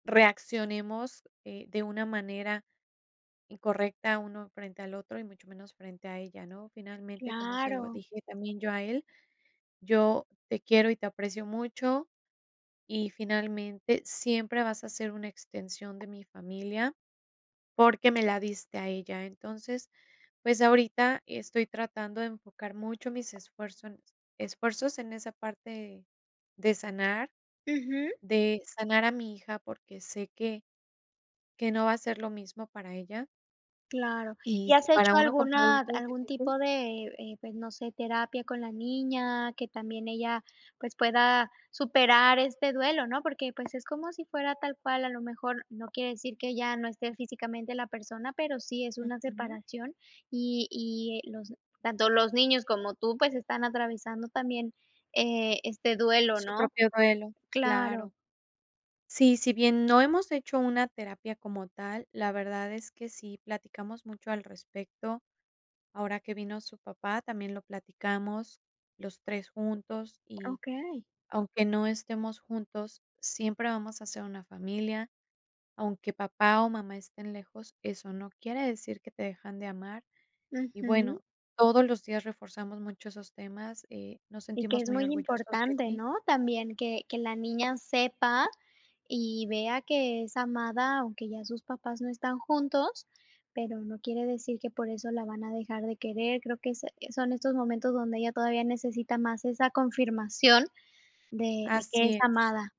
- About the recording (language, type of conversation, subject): Spanish, podcast, ¿Cómo recuperas la confianza después de un fracaso?
- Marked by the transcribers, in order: none